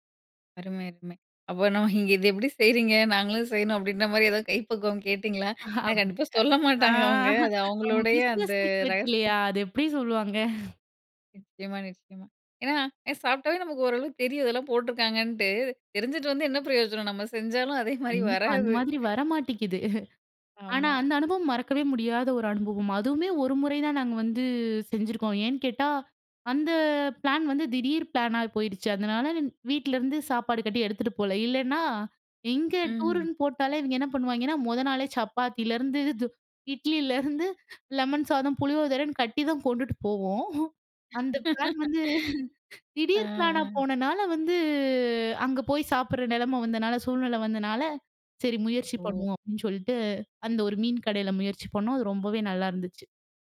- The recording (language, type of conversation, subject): Tamil, podcast, உறவினர்களுடன் பகிர்ந்துகொள்ளும் நினைவுகளைத் தூண்டும் உணவு எது?
- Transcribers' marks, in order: laughing while speaking: "அப்ப நம்ம இங்க இத எப்படி … அவங்களுடைய அந்த ரகசியம்"; laughing while speaking: "ஆமங்க. அ அவங்க பிஸ்னஸ் சீக்ரெட் இல்லையா? அத எப்படி சொல்லுவாங்க?"; laughing while speaking: "அதே மாரி வராது"; chuckle; in English: "டூருன்னு"; chuckle; laugh; drawn out: "வந்து"